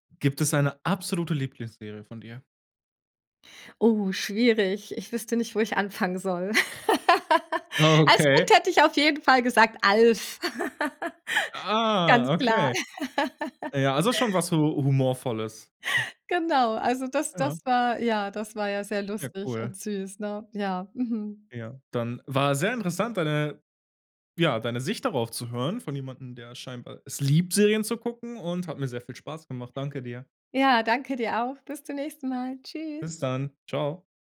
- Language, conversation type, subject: German, podcast, Was macht eine Serie binge-würdig?
- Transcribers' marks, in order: stressed: "absolute"; laugh; laugh; giggle